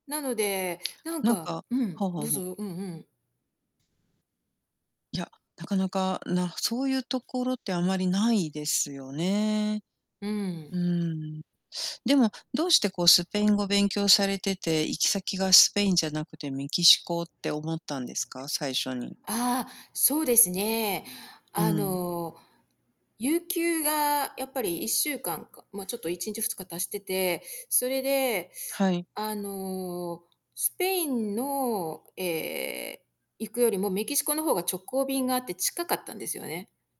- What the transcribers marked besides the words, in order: tapping
- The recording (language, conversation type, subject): Japanese, podcast, 旅を通して学んだいちばん大きなことは何ですか？